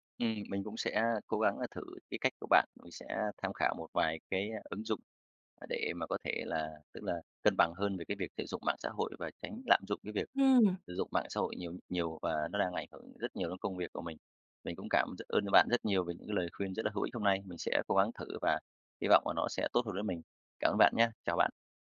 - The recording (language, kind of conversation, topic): Vietnamese, advice, Làm thế nào để bạn bớt dùng mạng xã hội để tập trung hoàn thành công việc?
- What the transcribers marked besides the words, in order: none